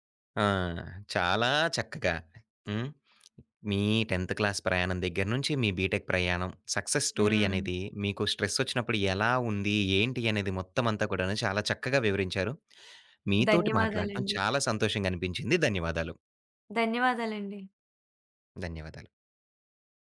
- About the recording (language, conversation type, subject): Telugu, podcast, బర్నౌట్ వచ్చినప్పుడు మీరు ఏమి చేశారు?
- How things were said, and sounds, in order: lip smack; in English: "టెన్త్ క్లాస్"; in English: "బీటెక్"; in English: "సక్సెస్ స్టోరీ"; in English: "స్ట్రెస్"